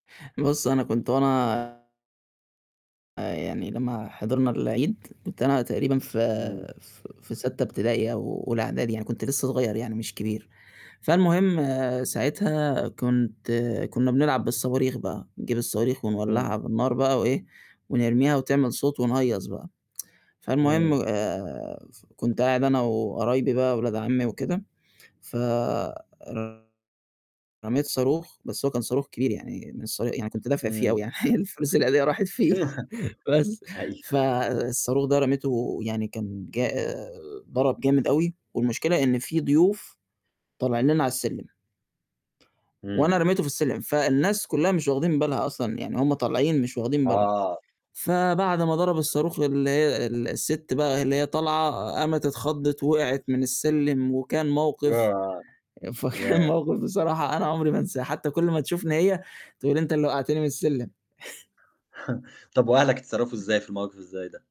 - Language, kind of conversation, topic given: Arabic, podcast, ممكن تحكيلي عن العيد اللي بتستناه كل سنة؟
- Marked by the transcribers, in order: distorted speech; static; tsk; laughing while speaking: "حرفيًا فلوس العيديّة راحت فيه"; chuckle; other background noise; laughing while speaking: "فكان موقِف بصراحة أنا عُمري ما انساه"